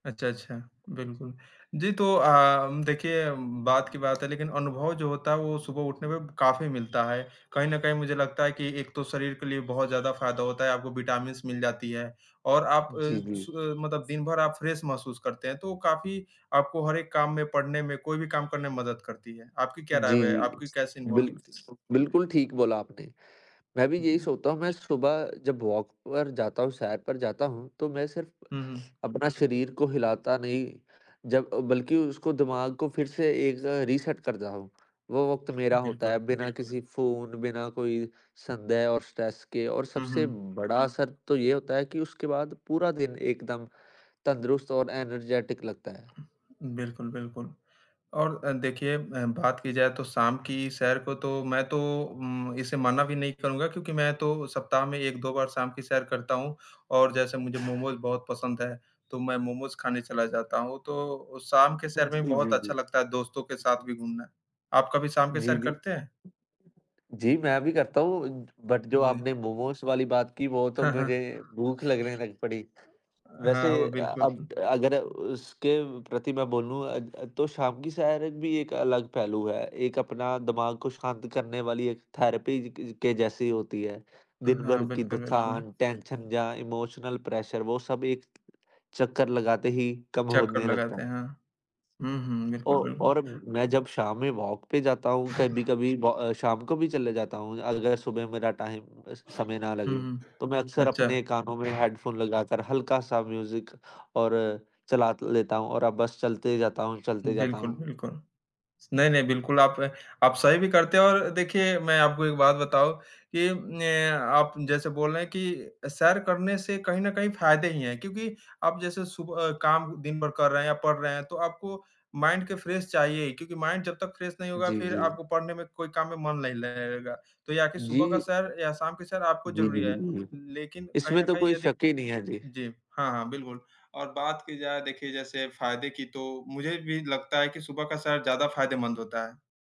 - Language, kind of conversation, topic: Hindi, unstructured, आपके लिए सुबह की सैर बेहतर है या शाम की सैर?
- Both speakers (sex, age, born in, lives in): male, 18-19, India, India; male, 18-19, India, India
- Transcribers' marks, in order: tapping; horn; in English: "विटामिन्स"; in English: "फ्रेश"; in English: "वॉक"; in English: "रीसेट"; in English: "स्ट्रेस"; in English: "एनर्जेटिक"; other background noise; other noise; in English: "बट"; in English: "थेरेपी"; in English: "टेंशन"; in English: "इमोशनल प्रेशर"; in English: "वॉक"; in English: "टाइम"; in English: "म्यूज़िक"; in English: "माइंड"; in English: "फ्रेश"; in English: "माइंड"; in English: "फ्रेश"